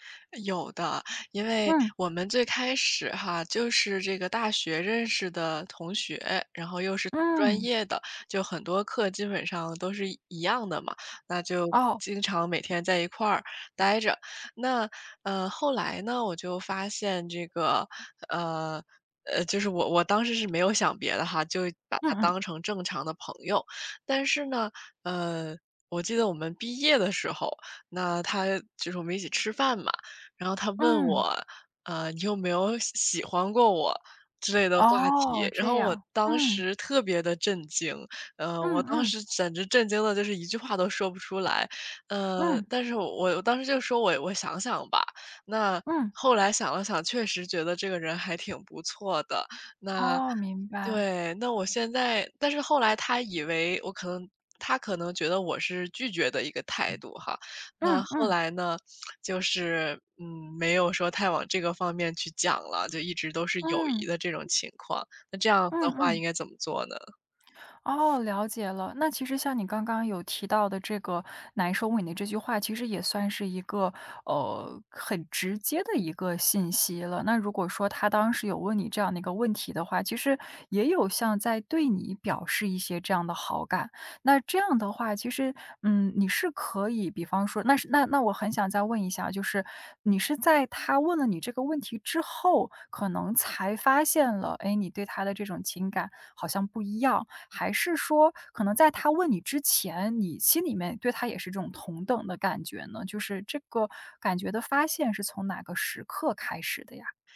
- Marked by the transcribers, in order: tapping; other background noise
- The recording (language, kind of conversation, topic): Chinese, advice, 我害怕表白会破坏友谊，该怎么办？